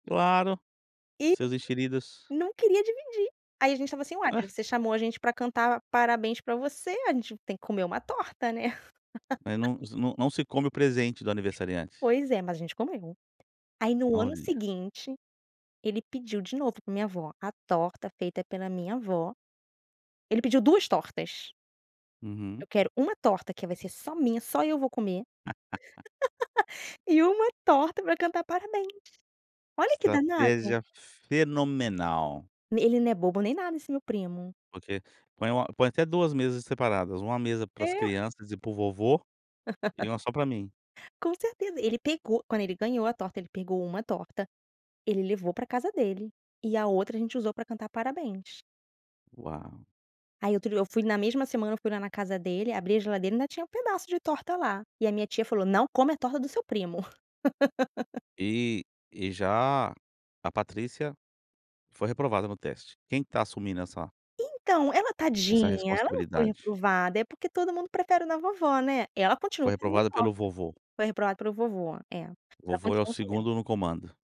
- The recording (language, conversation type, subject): Portuguese, podcast, Qual receita sempre te lembra de alguém querido?
- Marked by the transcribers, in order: laugh; laugh; laugh; laugh